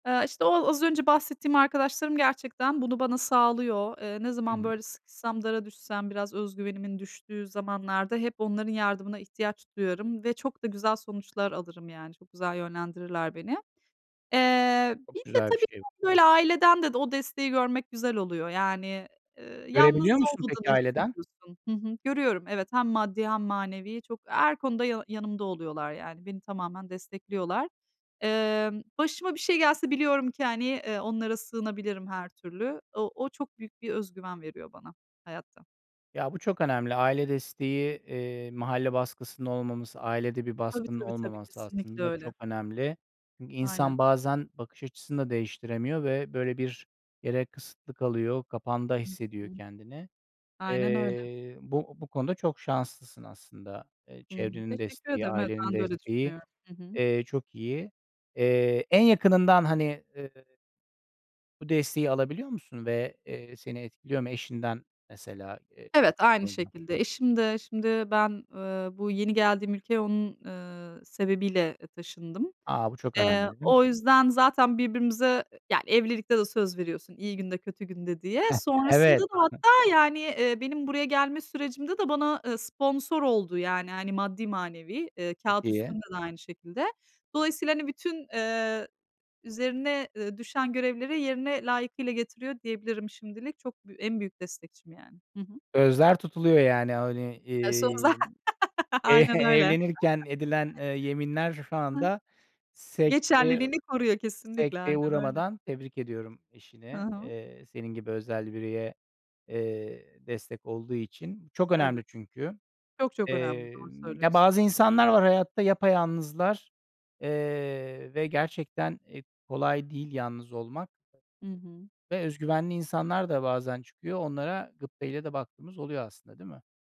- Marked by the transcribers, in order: unintelligible speech; chuckle; other background noise; laugh
- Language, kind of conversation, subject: Turkish, podcast, Özgüvenini nasıl koruyor ve güçlendiriyorsun?